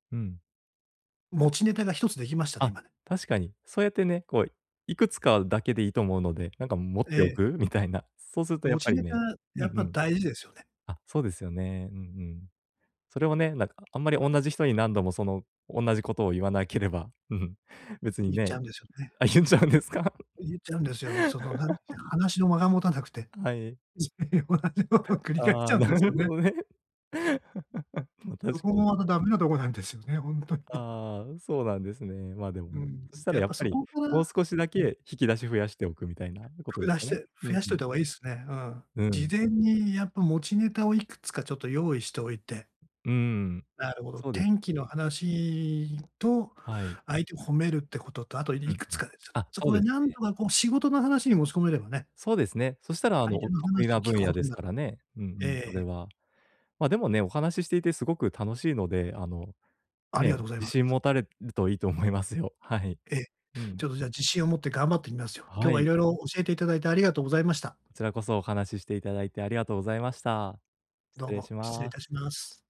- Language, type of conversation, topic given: Japanese, advice, パーティーで孤立して誰とも話せないとき、どうすればいいですか？
- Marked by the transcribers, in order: laughing while speaking: "あ、言うんちゃうんですか？"; laugh; laughing while speaking: "つい同じものを繰り返しちゃうんですよね"; chuckle; laughing while speaking: "なるほどね"; laugh; other noise